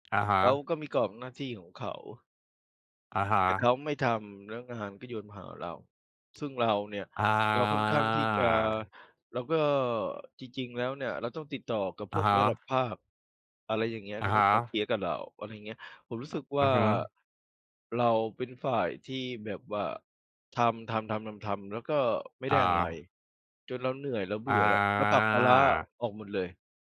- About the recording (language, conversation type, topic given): Thai, unstructured, เวลาเหนื่อยใจ คุณชอบทำอะไรเพื่อผ่อนคลาย?
- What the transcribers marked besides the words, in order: tapping; drawn out: "อา"